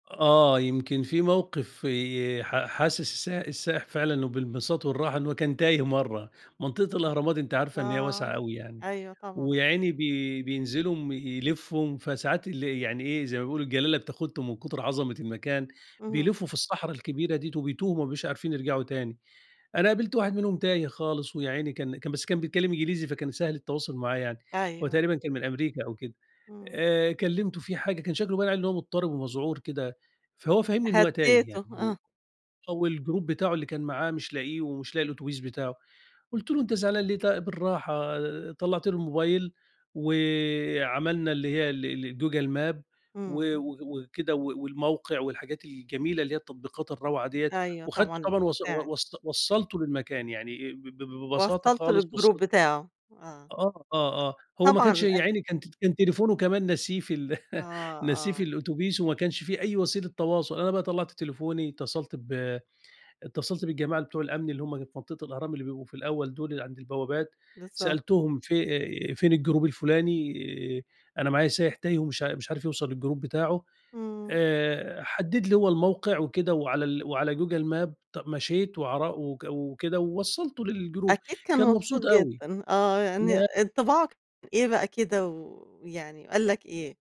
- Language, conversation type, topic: Arabic, podcast, إزاي نرحّب بالوافدين من غير ما نحسسهم بالتهميش؟
- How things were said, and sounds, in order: in English: "والجروب"; in English: "للجروب"; tapping; chuckle; in English: "الجروب"; in English: "للجروب"; in English: "ماب"; in English: "للجروب"